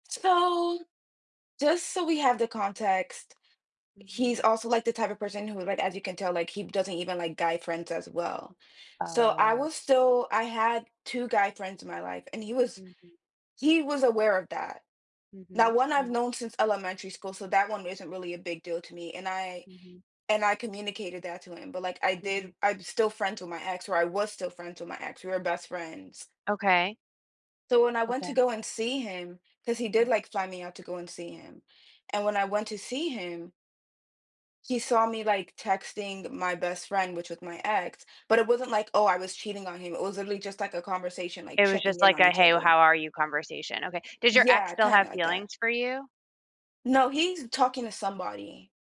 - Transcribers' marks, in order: other background noise; tapping
- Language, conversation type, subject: English, advice, How can I improve communication with my partner?